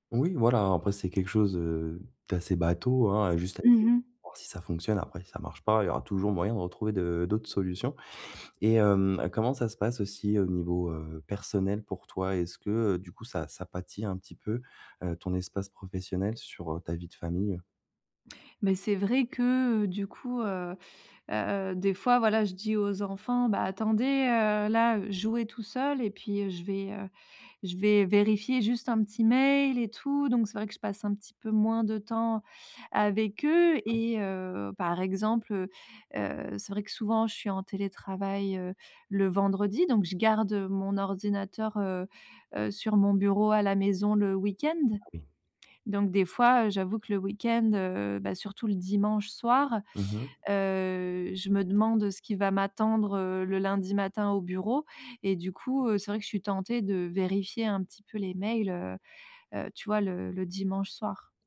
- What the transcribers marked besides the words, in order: other background noise
- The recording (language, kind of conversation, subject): French, advice, Comment puis-je mieux séparer mon travail de ma vie personnelle ?